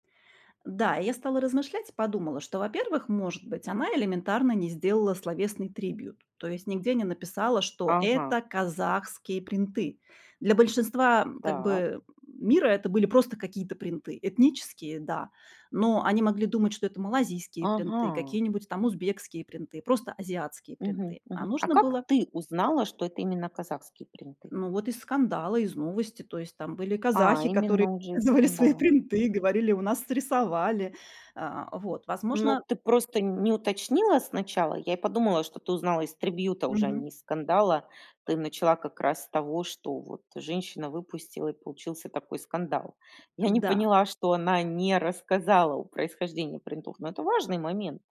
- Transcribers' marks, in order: grunt; tapping; laughing while speaking: "которые показывали свои принты, говорили, у нас срисовали"
- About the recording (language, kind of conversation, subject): Russian, podcast, Как вы относитесь к использованию элементов других культур в моде?